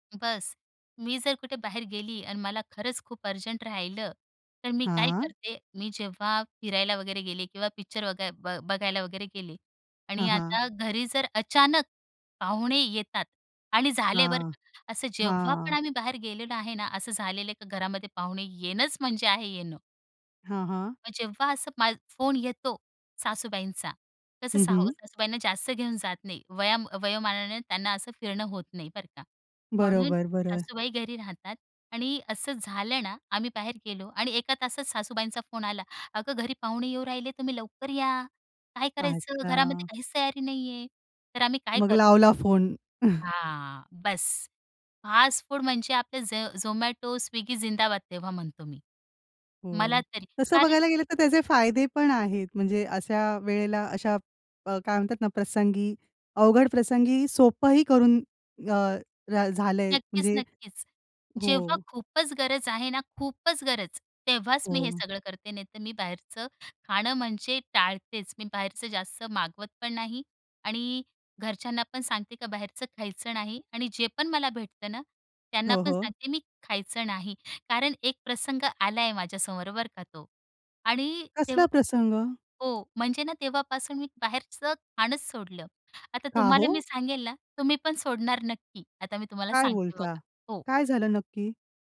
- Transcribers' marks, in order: in English: "अर्जंट"; chuckle; in English: "फास्ट फूड"; other background noise; anticipating: "कसला प्रसंग?"; anticipating: "का हो?"; surprised: "काय बोलता?"
- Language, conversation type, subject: Marathi, podcast, कुटुंबातील खाद्य परंपरा कशी बदलली आहे?